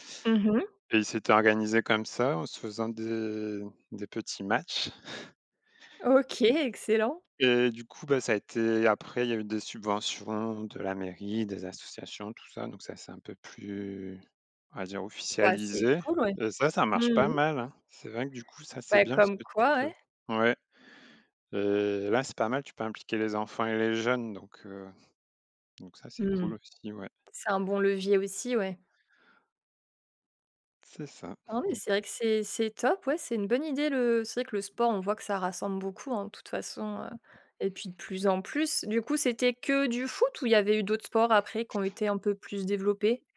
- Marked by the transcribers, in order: chuckle; tapping
- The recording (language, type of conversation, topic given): French, podcast, Comment peut-on bâtir des ponts entre des cultures différentes dans un même quartier ?
- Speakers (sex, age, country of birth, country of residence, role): female, 25-29, France, France, host; male, 35-39, France, France, guest